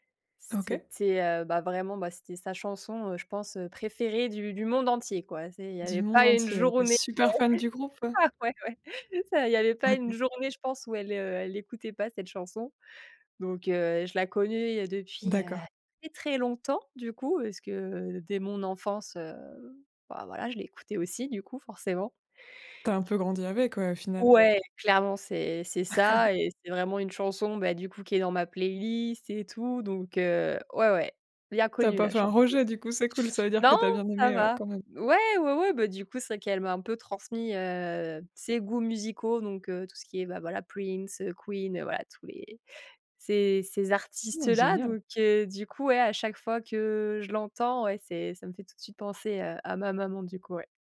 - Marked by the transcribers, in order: other background noise; laughing while speaking: "ah ouais ouais"; laugh
- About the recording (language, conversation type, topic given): French, podcast, Quelle chanson te fait penser à une personne importante ?